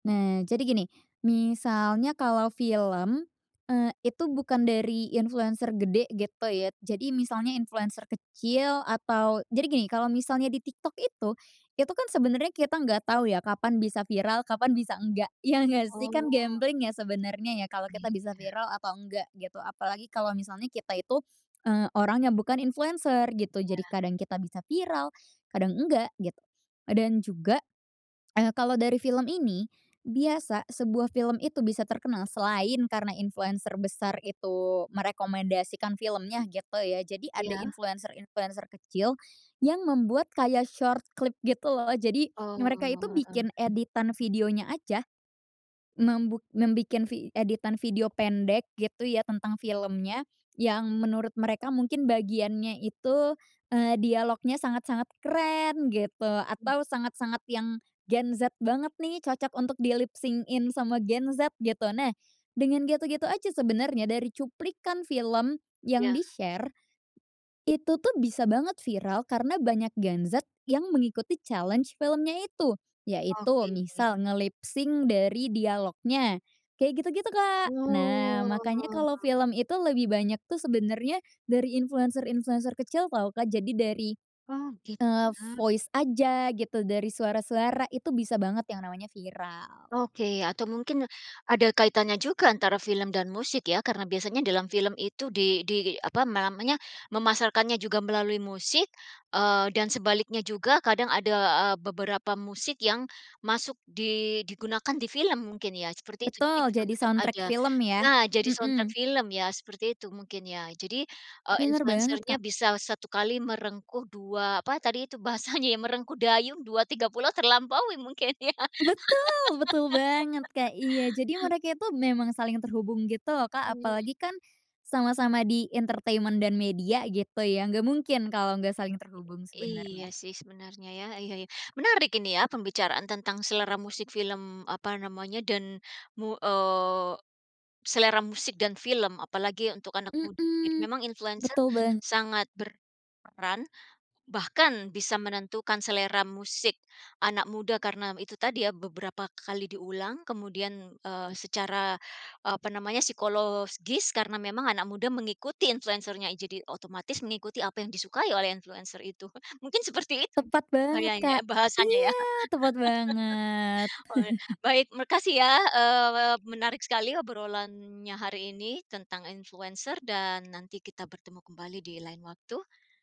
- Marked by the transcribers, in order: tapping; in English: "short clip"; in English: "lipsync-in"; in English: "di-share"; in English: "challenge"; in English: "nge-lipsync"; drawn out: "Oh"; in English: "voice"; in English: "soundtrack"; in English: "soundtrack"; put-on voice: "Betul!"; laughing while speaking: "ya"; laugh; in English: "entertainment"; "psikologis" said as "psikolosgis"; put-on voice: "Iya!"; chuckle
- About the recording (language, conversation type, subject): Indonesian, podcast, Bagaimana menurutmu para pemengaruh memengaruhi selera musik dan film anak muda?